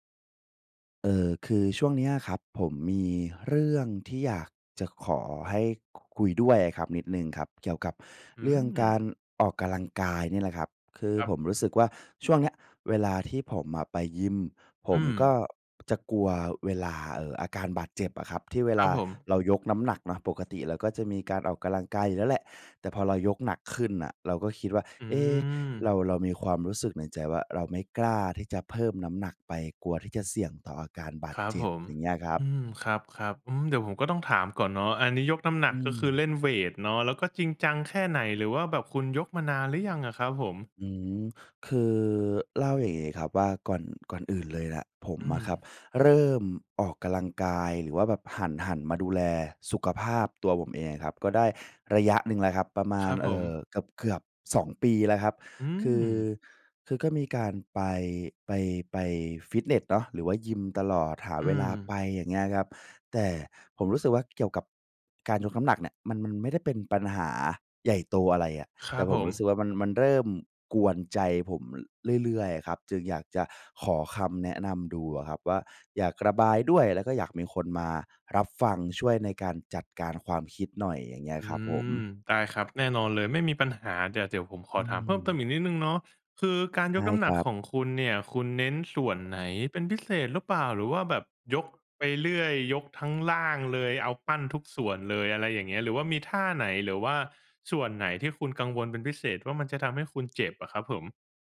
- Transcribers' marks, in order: drawn out: "อืม"; drawn out: "เอ๊ะ"; other background noise; drawn out: "อืม"; tapping
- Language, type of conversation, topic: Thai, advice, กลัวบาดเจ็บเวลาลองยกน้ำหนักให้หนักขึ้นหรือเพิ่มความเข้มข้นในการฝึก ควรทำอย่างไร?
- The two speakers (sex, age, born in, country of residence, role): male, 20-24, Thailand, Thailand, user; male, 25-29, Thailand, Thailand, advisor